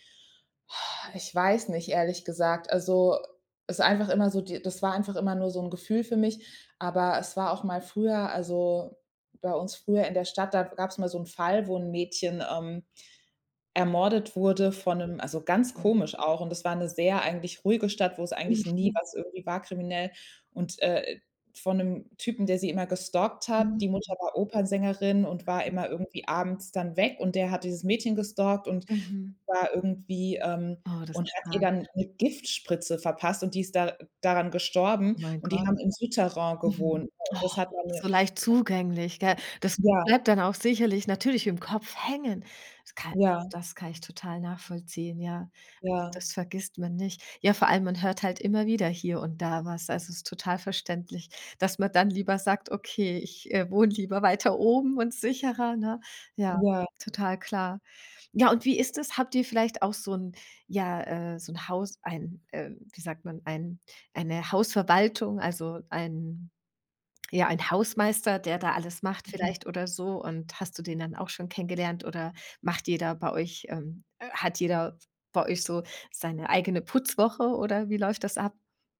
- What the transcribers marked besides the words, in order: sigh; unintelligible speech
- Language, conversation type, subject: German, podcast, Wie kann man das Vertrauen in der Nachbarschaft stärken?